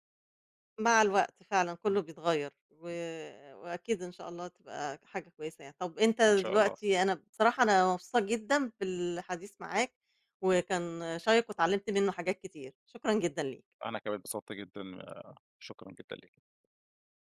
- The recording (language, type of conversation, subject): Arabic, podcast, إزاي تختار بين وظيفتين معروضين عليك؟
- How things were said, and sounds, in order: other noise; tapping